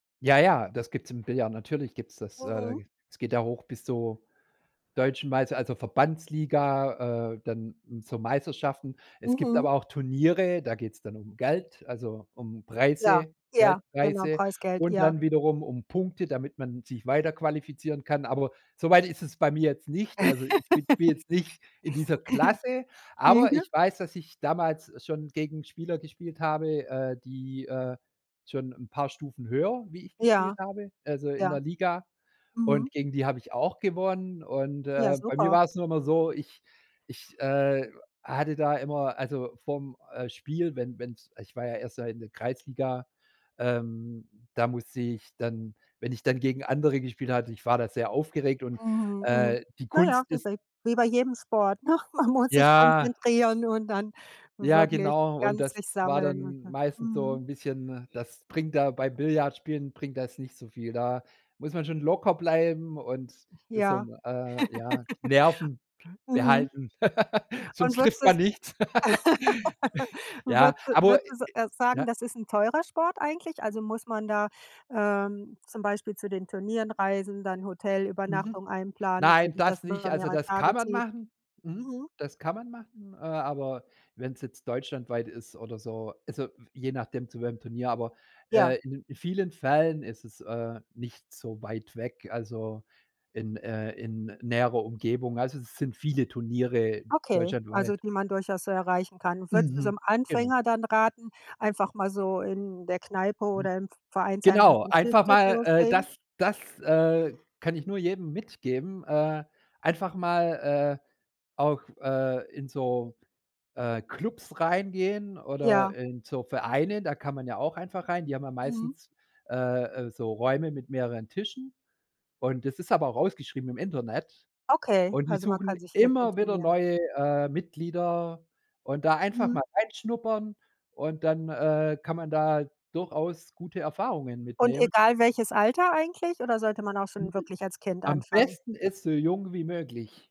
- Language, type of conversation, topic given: German, podcast, Wie bist du zu deinem Hobby gekommen?
- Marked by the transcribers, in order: laugh; unintelligible speech; unintelligible speech; laughing while speaking: "Man muss"; unintelligible speech; laugh; other noise; laugh; unintelligible speech; unintelligible speech